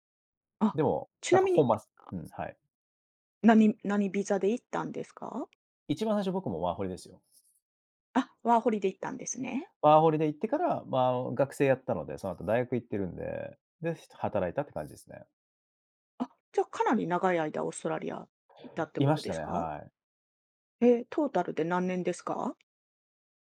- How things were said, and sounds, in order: none
- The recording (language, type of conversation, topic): Japanese, podcast, 新しい文化に馴染むとき、何を一番大切にしますか？